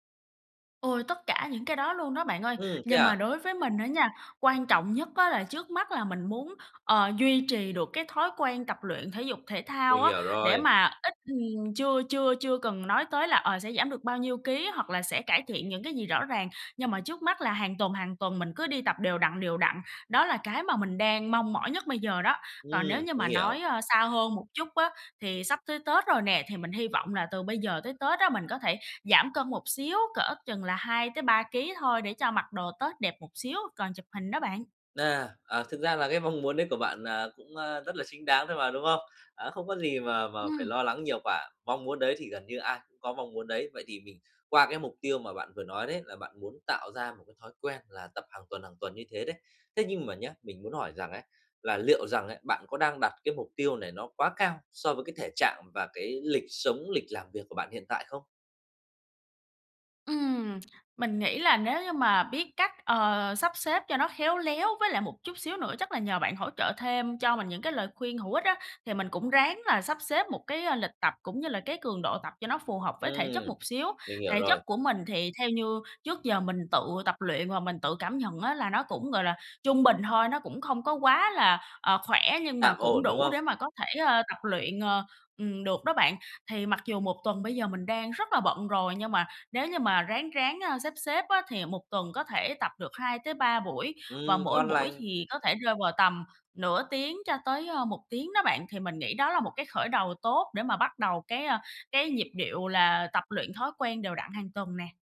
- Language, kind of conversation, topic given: Vietnamese, advice, Làm sao tôi có thể tìm động lực để bắt đầu tập luyện đều đặn?
- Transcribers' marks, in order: tapping; other background noise